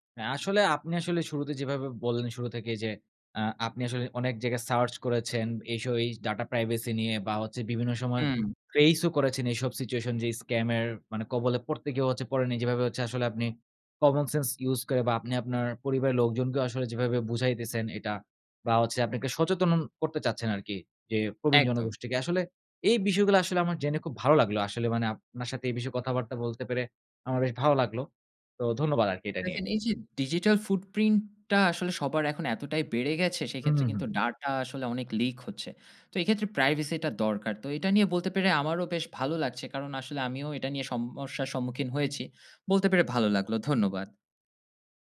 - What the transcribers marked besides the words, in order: in English: "data privacy"; in English: "scam"; in English: "common sense use"; "সচেতন" said as "সচেতনন"; in English: "digital footprint"; "সমস্যা" said as "সমমস্যার"
- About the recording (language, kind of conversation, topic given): Bengali, podcast, ডাটা প্রাইভেসি নিয়ে আপনি কী কী সতর্কতা নেন?